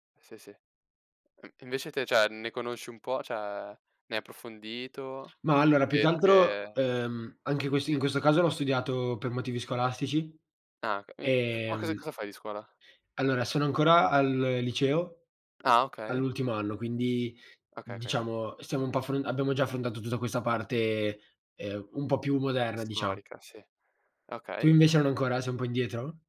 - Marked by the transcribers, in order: other background noise
- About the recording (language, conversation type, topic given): Italian, unstructured, Qual è un evento storico che ti ha sempre incuriosito?